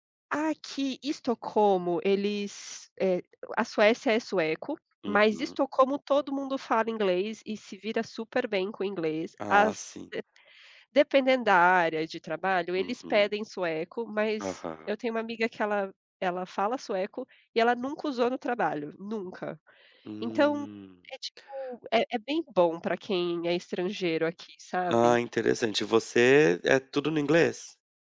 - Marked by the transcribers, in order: other background noise; tapping
- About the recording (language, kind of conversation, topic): Portuguese, unstructured, Como você equilibra trabalho e lazer no seu dia?